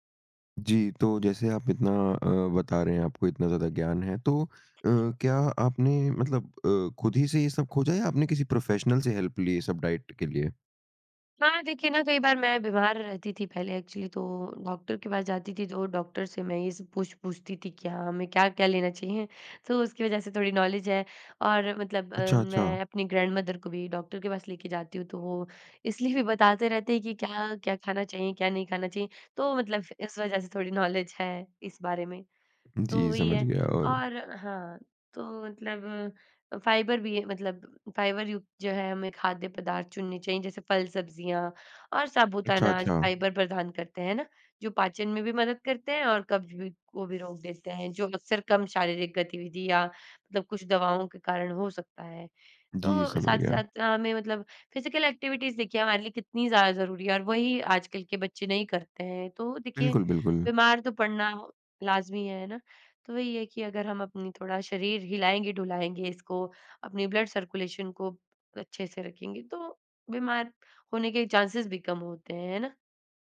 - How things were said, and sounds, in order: unintelligible speech; in English: "प्रोफ़ेशनल"; in English: "हेल्प"; in English: "डाइट"; in English: "एक्चुअली"; in English: "नॉलेज"; in English: "ग्रैंडमदर"; laughing while speaking: "मतलब इस वज़ह से थोड़ी नॉलेज है"; in English: "नॉलेज"; other background noise; in English: "फिजिकल एक्टिविटीज़"; in English: "ब्लड सर्कुलेशन"; in English: "चाँसेस"
- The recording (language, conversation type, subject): Hindi, podcast, रिकवरी के दौरान खाने-पीने में आप क्या बदलाव करते हैं?